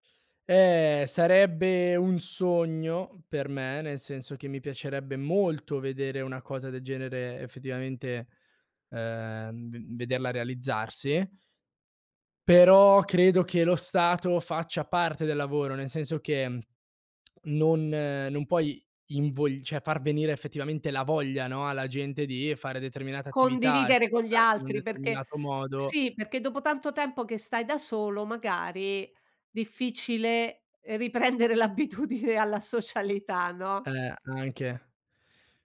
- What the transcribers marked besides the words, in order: stressed: "molto"; lip smack; "cioè" said as "ceh"; laughing while speaking: "riprendere l'abitudine alla socialità"
- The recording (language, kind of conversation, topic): Italian, podcast, Quali piccoli gesti tengono viva una comunità?